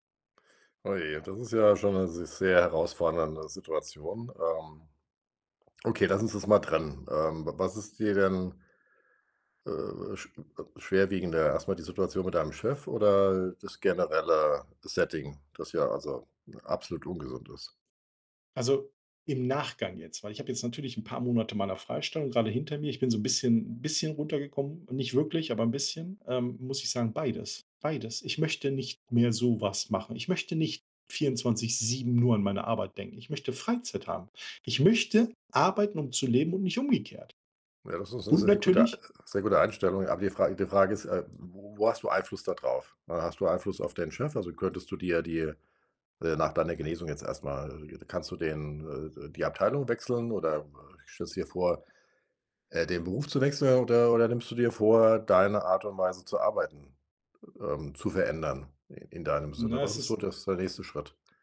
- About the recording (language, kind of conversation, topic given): German, advice, Wie äußern sich bei dir Burnout-Symptome durch lange Arbeitszeiten und Gründerstress?
- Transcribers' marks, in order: in English: "Setting"